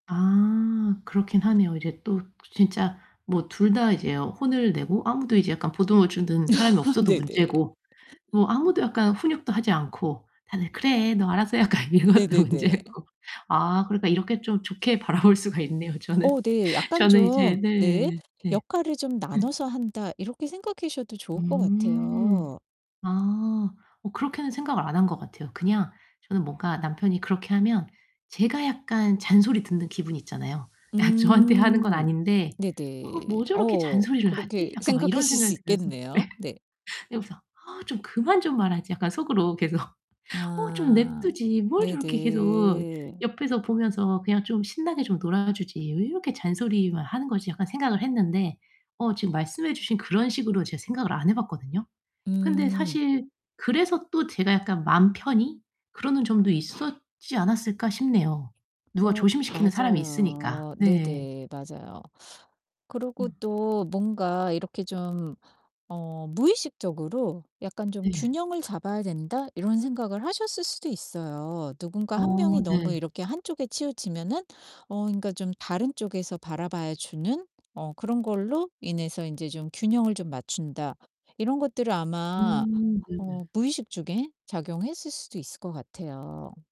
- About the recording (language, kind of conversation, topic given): Korean, advice, 부모 사이에 양육 방식에 대한 의견 차이를 어떻게 해결할 수 있을까요?
- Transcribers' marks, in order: laugh; laughing while speaking: "이것도 문제고"; tapping; laughing while speaking: "바라볼 수가 있네요. 저는"; static; distorted speech; laughing while speaking: "저한테 하는 건"; laughing while speaking: "생각하실 수"; laughing while speaking: "네"; laughing while speaking: "계속"; other background noise